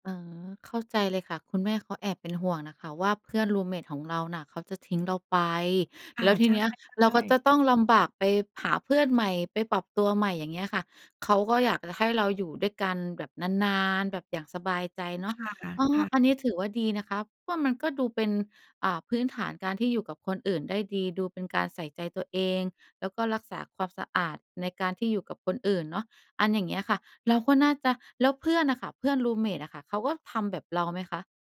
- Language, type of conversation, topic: Thai, podcast, มีคำแนะนำสำหรับคนที่เพิ่งย้ายมาอยู่เมืองใหม่ว่าจะหาเพื่อนได้อย่างไรบ้าง?
- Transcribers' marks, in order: none